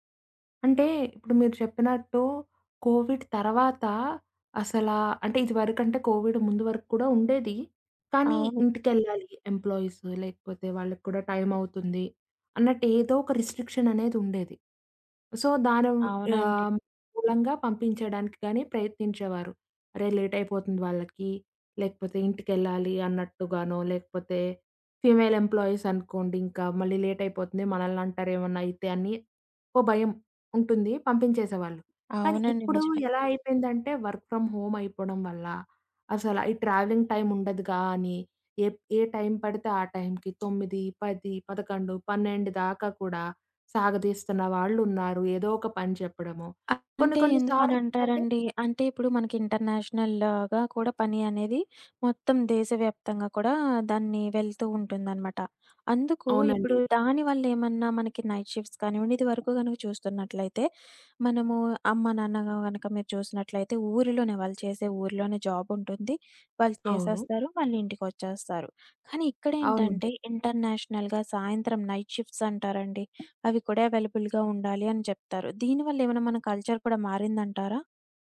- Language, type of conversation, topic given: Telugu, podcast, ఆఫీస్ సమయం ముగిసాక కూడా పని కొనసాగకుండా మీరు ఎలా చూసుకుంటారు?
- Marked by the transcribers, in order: in English: "కోవిడ్"; in English: "కోవిడ్"; in English: "ఎంప్లాయీస్"; in English: "రిస్ట్రి‌క్షననేది"; in English: "సో"; in English: "ఫీమేల్ ఎంప్లాయీస్"; in English: "లేట్"; in English: "వర్క్ ఫ్రమ్ హోమ్"; in English: "ట్రావెలింగ్ టైమ్"; other background noise; in English: "ఇంటర్‌నేషనల్‌గా"; in English: "నైట్ షిఫ్ట్స్"; in English: "ఇంటర్‌నేషనల్‌గా"; in English: "నైట్ షిఫ్ట్స్"; in English: "అవైలబుల్‌గా"; in English: "కల్చర్"